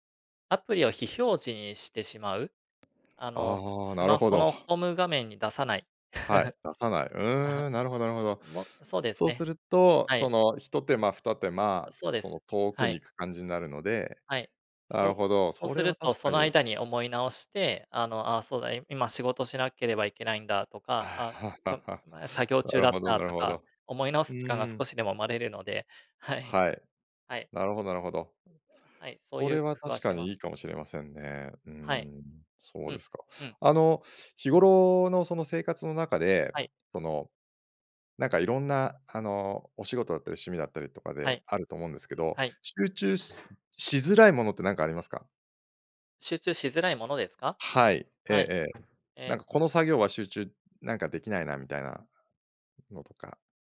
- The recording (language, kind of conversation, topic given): Japanese, podcast, 一人で作業するときに集中するコツは何ですか？
- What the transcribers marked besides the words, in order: other noise; chuckle; laugh; other background noise; tapping